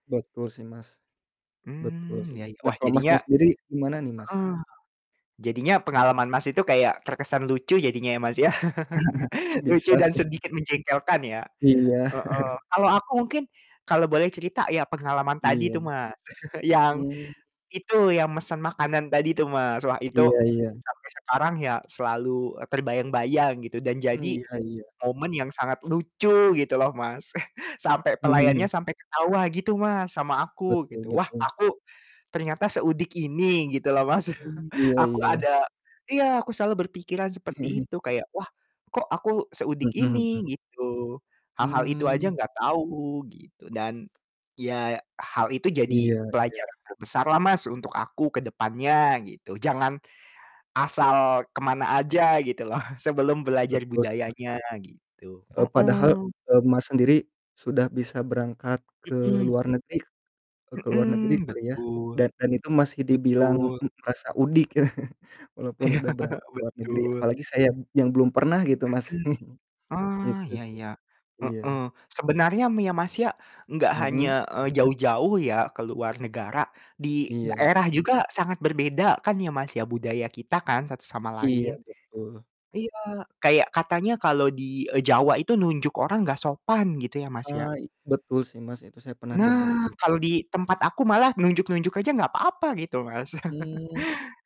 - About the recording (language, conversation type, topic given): Indonesian, unstructured, Apa pengalaman paling tak terlupakan selama perjalananmu?
- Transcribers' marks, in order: chuckle; chuckle; chuckle; distorted speech; chuckle; chuckle; other background noise; laughing while speaking: "loh"; chuckle; chuckle; chuckle